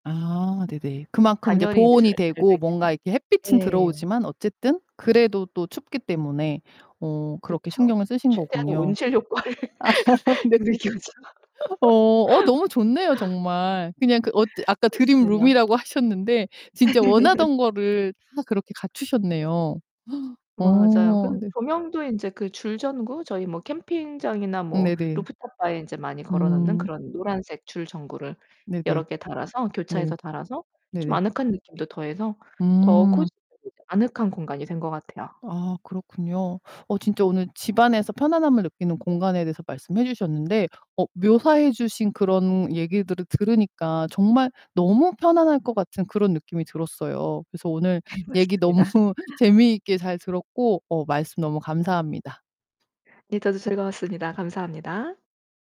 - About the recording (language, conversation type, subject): Korean, podcast, 집에서 가장 편안함을 느끼는 공간은 어디인가요?
- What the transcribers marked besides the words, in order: distorted speech; other background noise; laughing while speaking: "온실효과를 느끼고자"; laughing while speaking: "아 네"; laugh; laugh; gasp; laughing while speaking: "네 맞습니다"; laughing while speaking: "너무"